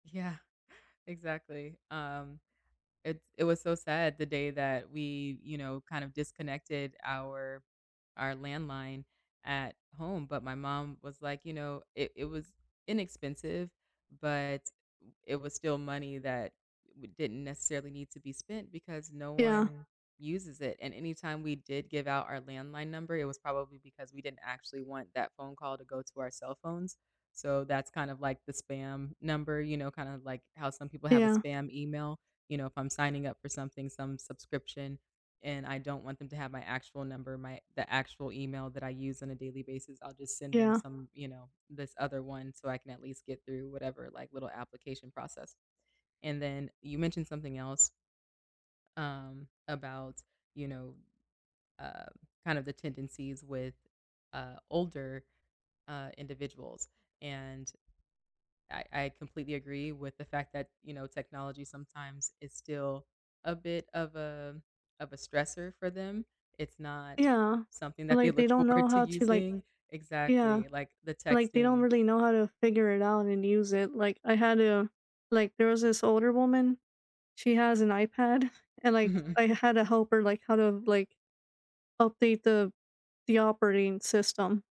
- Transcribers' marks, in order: background speech; other background noise; tapping; laughing while speaking: "iPad"
- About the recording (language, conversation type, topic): English, unstructured, How do your communication habits shape your relationships with family and friends?
- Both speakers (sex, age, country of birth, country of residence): female, 25-29, United States, United States; female, 35-39, United States, United States